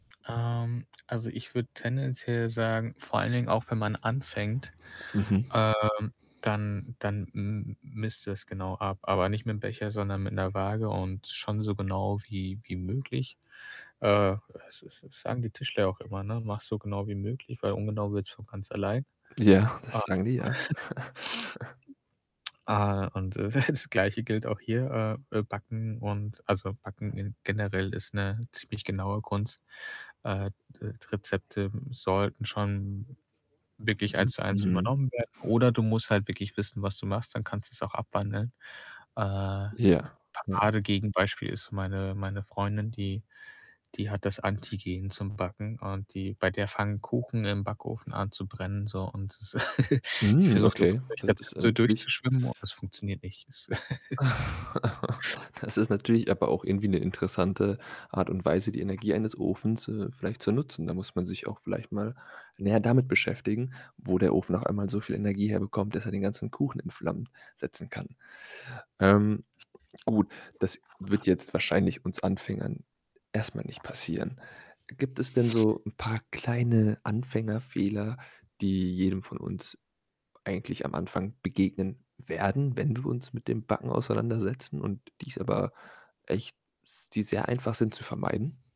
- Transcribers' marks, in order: static; other background noise; laughing while speaking: "Ja"; chuckle; giggle; chuckle; tapping; background speech; distorted speech; giggle; laugh; giggle
- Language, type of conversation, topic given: German, podcast, Was sollte ich als Anfänger beim Brotbacken wissen?